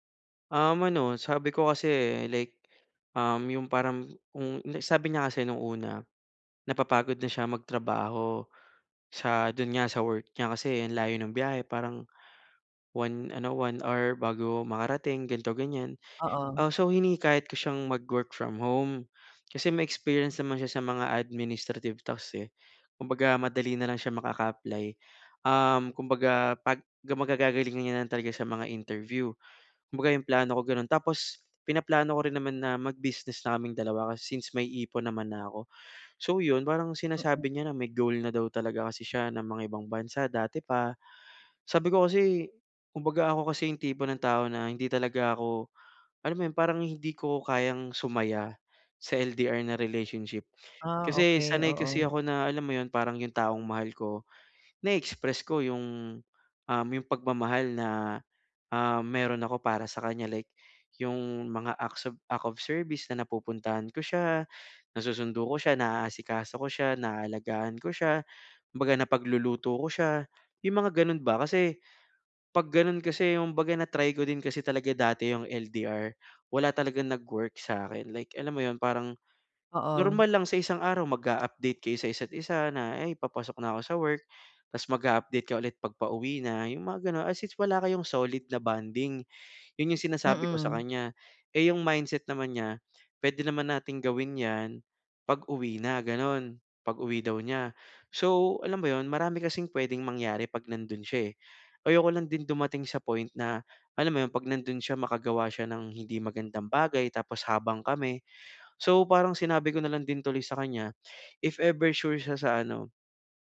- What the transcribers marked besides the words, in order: "kumbaga" said as "yumbaga"
- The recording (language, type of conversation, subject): Filipino, advice, Paano namin haharapin ang magkaibang inaasahan at mga layunin naming magkapareha?